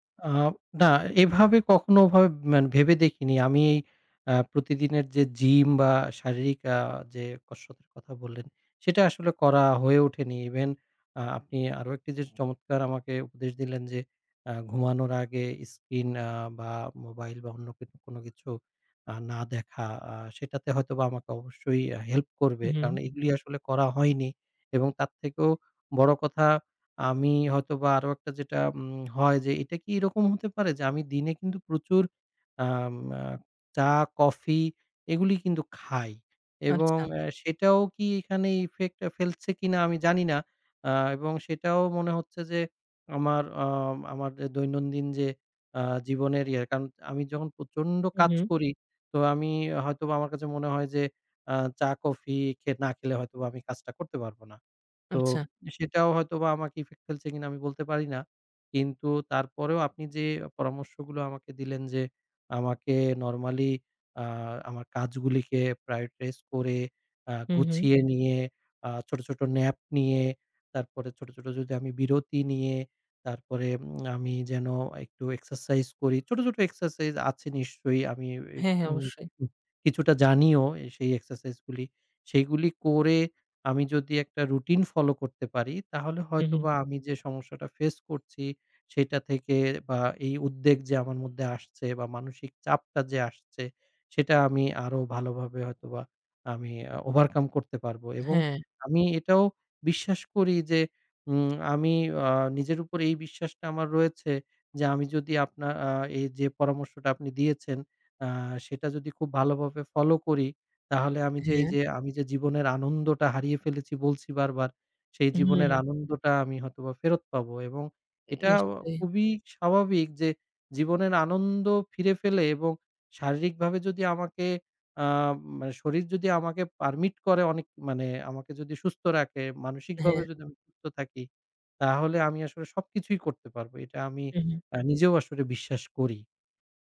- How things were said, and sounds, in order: other background noise; tapping; in English: "prioritize"; in English: "overcome"; in English: "permit"
- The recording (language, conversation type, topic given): Bengali, advice, ঘুমের ঘাটতি এবং ক্রমাগত অতিরিক্ত উদ্বেগ সম্পর্কে আপনি কেমন অনুভব করছেন?